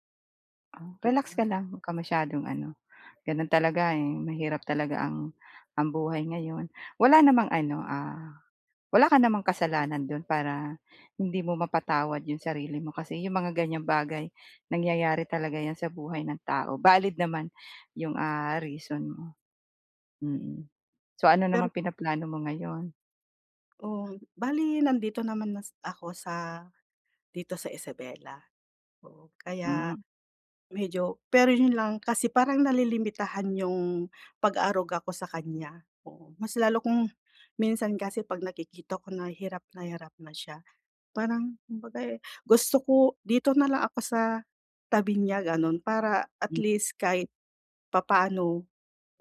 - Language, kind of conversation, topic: Filipino, advice, Paano ko mapapatawad ang sarili ko kahit may mga obligasyon ako sa pamilya?
- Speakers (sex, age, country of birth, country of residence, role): female, 40-44, Philippines, Philippines, user; female, 45-49, Philippines, Philippines, advisor
- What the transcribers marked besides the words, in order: other background noise; tapping